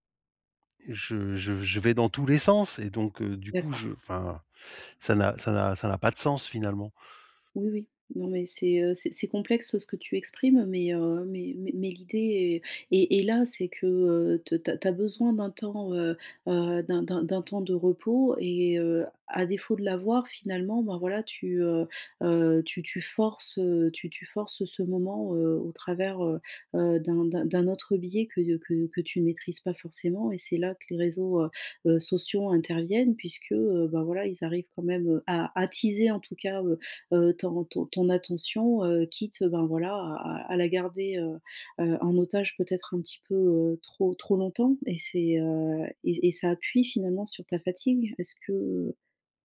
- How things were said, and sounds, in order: none
- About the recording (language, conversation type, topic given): French, advice, Pourquoi je n’ai pas d’énergie pour regarder ou lire le soir ?
- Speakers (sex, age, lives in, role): female, 35-39, France, advisor; male, 50-54, Spain, user